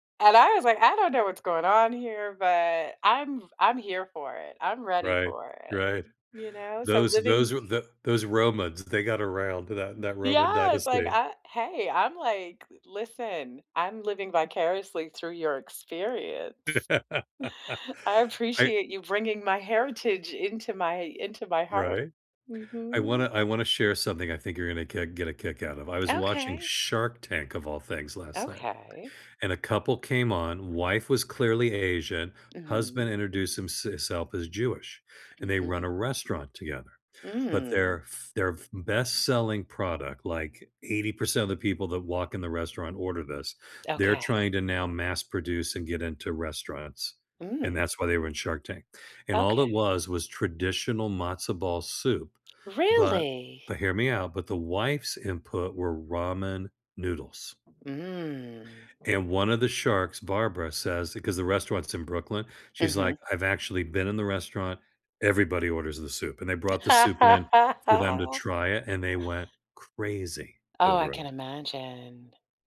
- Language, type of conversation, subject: English, unstructured, How can I use food to connect with my culture?
- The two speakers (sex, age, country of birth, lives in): female, 60-64, United States, United States; male, 65-69, United States, United States
- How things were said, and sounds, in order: laugh; other background noise; laugh